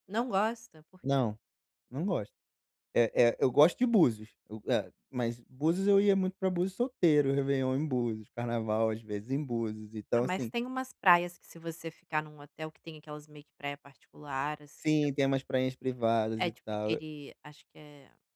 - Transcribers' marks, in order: none
- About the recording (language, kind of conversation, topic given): Portuguese, advice, Como aproveitar bem pouco tempo de férias sem viajar muito?